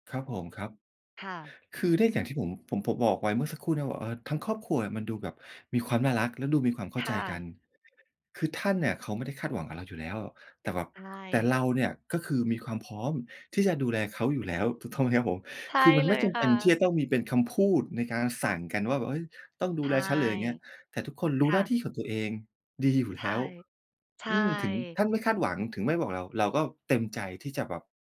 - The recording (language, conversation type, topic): Thai, podcast, พ่อแม่คาดหวังให้คุณรับผิดชอบอะไรเมื่อเขาแก่ตัวลง?
- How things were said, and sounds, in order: other background noise; tongue click